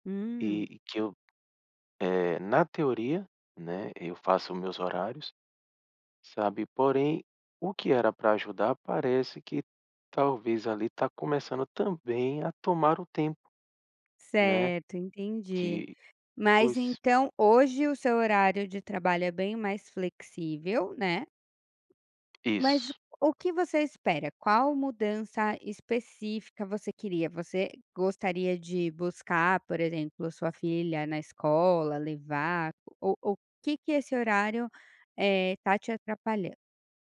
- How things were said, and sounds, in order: tapping
- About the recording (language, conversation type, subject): Portuguese, advice, Como posso negociar um horário flexível para conciliar família e trabalho?
- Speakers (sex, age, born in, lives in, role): female, 35-39, Brazil, Portugal, advisor; male, 40-44, Brazil, Portugal, user